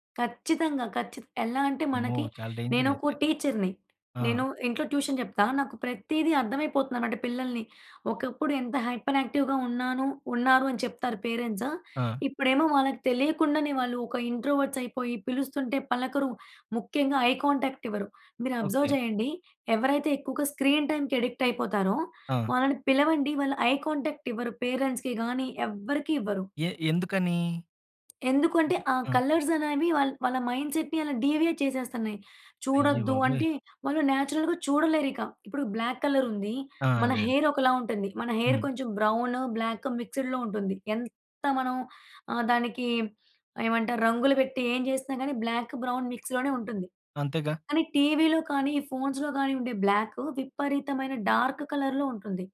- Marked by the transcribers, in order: in English: "టీచర్‌ని"; in English: "డేంజర్"; in English: "ట్యూషన్"; in English: "హైపర్ యాక్టివ్‌గా"; in English: "ఇంట్రోవర్ట్స్"; in English: "ఐ కాంటాక్ట్"; in English: "అబ్జర్వ్"; in English: "స్క్రీన్ టైమ్‌కి అడిక్ట్"; in English: "ఐ కాంటాక్ట్"; in English: "పేరెంట్స్‌కి"; tapping; in English: "కలర్స్"; in English: "మైండ్సెట్‌ని"; in English: "డీవియేట్"; in English: "నేచురల్‌గా"; in English: "బ్లాక్"; in English: "హెయిర్"; in English: "హెయిర్"; in English: "బ్రౌన్, బ్లాక్ మిక్స్డ్‌లో"; in English: "బ్లాక్ బ్రౌన్ మిక్స్‌లోనే"; in English: "ఫోన్స్‌లో"; in English: "బ్లాక్"; in English: "డార్క్ కలర్‌లో"
- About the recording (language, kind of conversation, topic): Telugu, podcast, పిల్లల స్క్రీన్ వినియోగాన్ని ఇంట్లో ఎలా నియంత్రించాలనే విషయంలో మీరు ఏ సలహాలు ఇస్తారు?